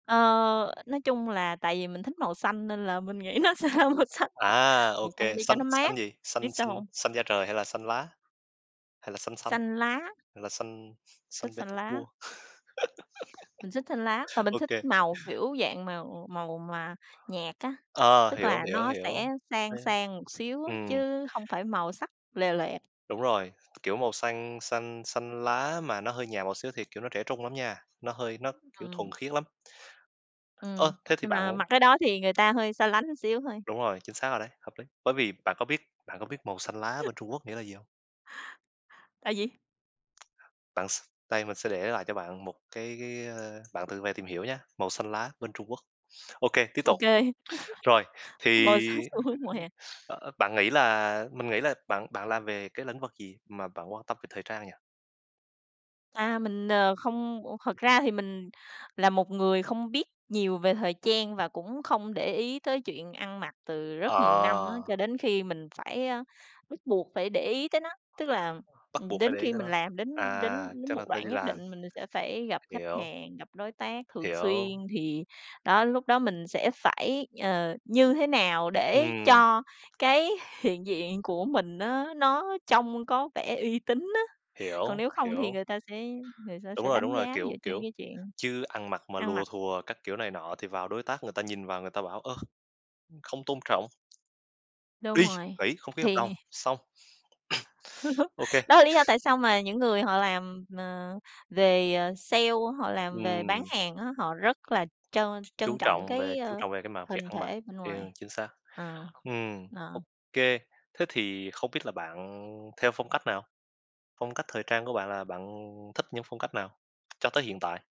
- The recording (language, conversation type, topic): Vietnamese, unstructured, Bạn dự đoán xu hướng thời trang mùa hè năm nay sẽ như thế nào?
- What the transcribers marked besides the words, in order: laughing while speaking: "nó sẽ ra màu xanh"; other background noise; tapping; giggle; unintelligible speech; other noise; chuckle; laughing while speaking: "Mở sang"; sniff; stressed: "Đi"; chuckle; cough; sniff